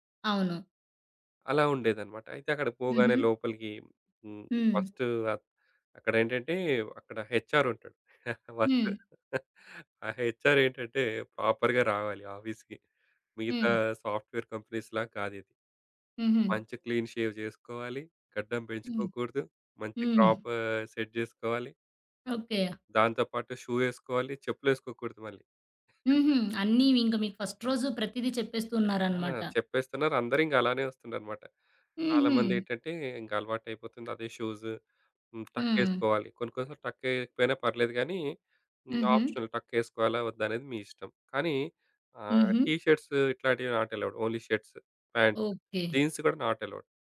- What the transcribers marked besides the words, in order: in English: "హెచ్‌ఆర్"; laughing while speaking: "వర్కు"; in English: "హెచ్‌ఆర్"; in English: "ప్రాపర్‌గా"; in English: "ఆఫీస్‌కి"; in English: "సాఫ్ట్‌వేర్ కంపెనీస్‌లా"; in English: "క్లీన్ షేవ్"; in English: "క్రాఫ్ సెట్"; tapping; in English: "షూ"; chuckle; other background noise; in English: "ఫస్ట్"; in English: "షూజ్"; in English: "టక్"; in English: "ఆప్షనల్"; in English: "టీ షర్ట్స్"; in English: "నాట్ అలౌడ్. ఓన్లీ షర్ట్స్, ప్యాంట్. జీన్స్"; in English: "నాట్ అలౌడ్"
- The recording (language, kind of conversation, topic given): Telugu, podcast, మీ మొదటి ఉద్యోగం ఎలా ఎదురైంది?